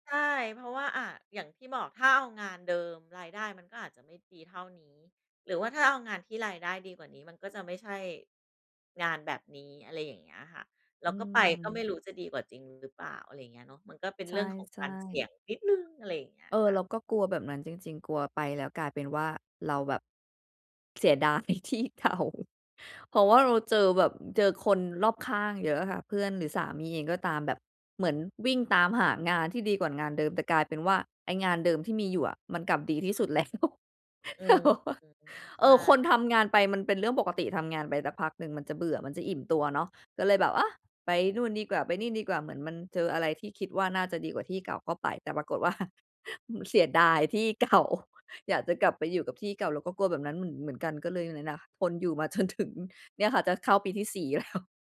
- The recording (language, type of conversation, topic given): Thai, podcast, อะไรทำให้คุณรู้สึกว่างานและการใช้ชีวิตของคุณมาถึงจุดที่ “พอแล้ว”?
- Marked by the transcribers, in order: laughing while speaking: "ที่เก่า"; laughing while speaking: "แล้ว ตลกเปล่า ?"; chuckle; laughing while speaking: "เก่า"; laughing while speaking: "จนถึง"; laughing while speaking: "แล้ว"